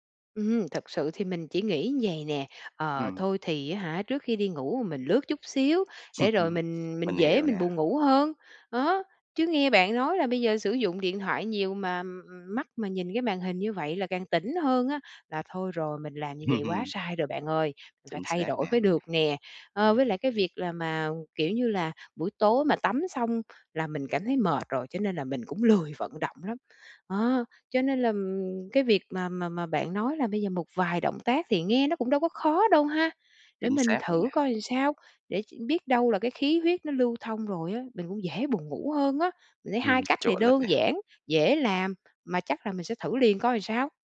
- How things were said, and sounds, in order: tapping; chuckle; laughing while speaking: "Ừm"; other background noise
- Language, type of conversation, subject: Vietnamese, advice, Làm sao để duy trì giấc ngủ đều đặn khi bạn thường mất ngủ hoặc ngủ quá muộn?